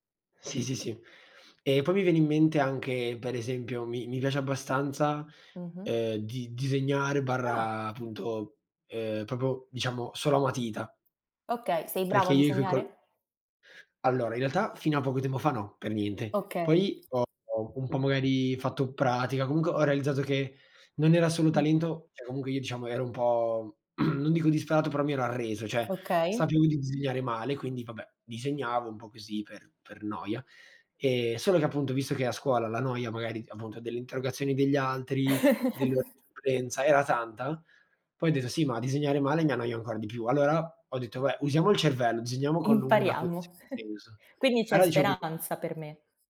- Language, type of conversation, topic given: Italian, unstructured, Qual è il tuo hobby preferito e perché ti piace così tanto?
- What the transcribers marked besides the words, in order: other background noise; "proprio" said as "propio"; tapping; "Cioè" said as "ceh"; throat clearing; "Cioè" said as "ceh"; chuckle; chuckle; "proprio" said as "propio"